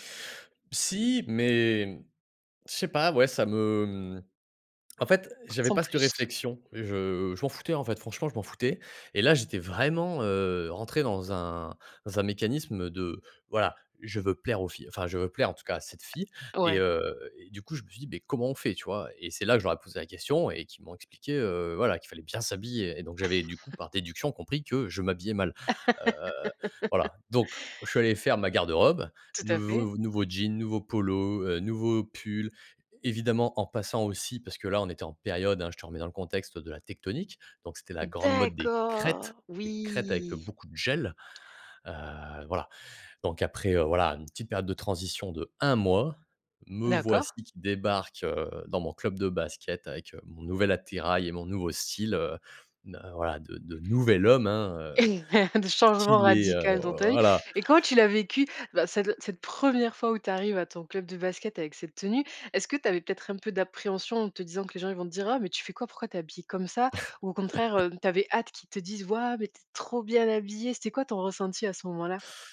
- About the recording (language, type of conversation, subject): French, podcast, As-tu déjà fait une transformation radicale de style ?
- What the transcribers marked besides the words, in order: other background noise; stressed: "vraiment"; tapping; chuckle; stressed: "bien"; laugh; stressed: "période"; drawn out: "D'accord, oui !"; stressed: "D'accord"; stressed: "crêtes"; stressed: "gel"; stressed: "d'un"; chuckle; stressed: "première"; chuckle; stressed: "trop"